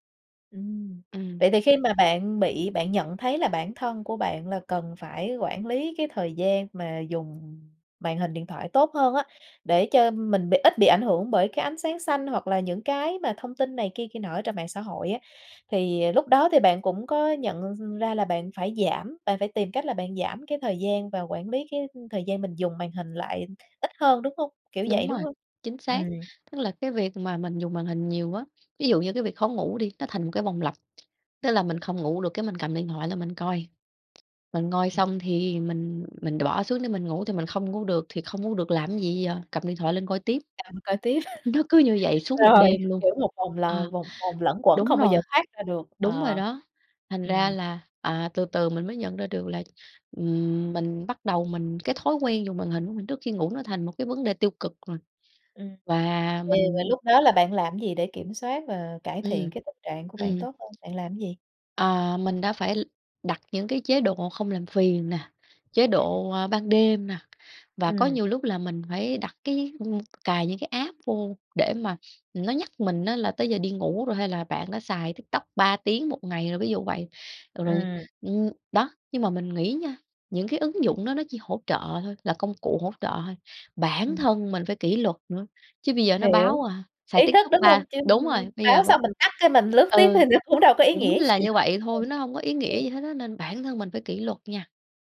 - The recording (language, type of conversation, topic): Vietnamese, podcast, Bạn quản lý việc dùng điện thoại hoặc các thiết bị có màn hình trước khi đi ngủ như thế nào?
- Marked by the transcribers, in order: tapping; other background noise; unintelligible speech; laugh; unintelligible speech; in English: "app"; laughing while speaking: "nó"